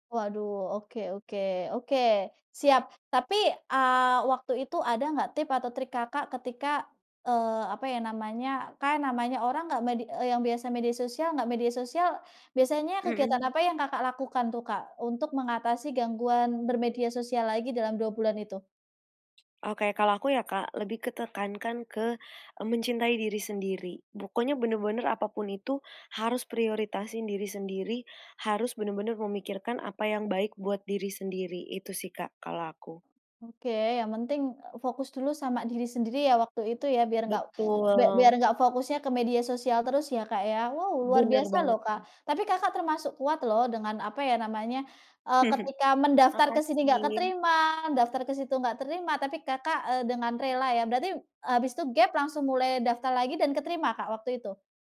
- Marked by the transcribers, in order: chuckle
- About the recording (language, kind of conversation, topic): Indonesian, podcast, Pernahkah kamu merasa tertekan karena media sosial, dan bagaimana cara mengatasinya?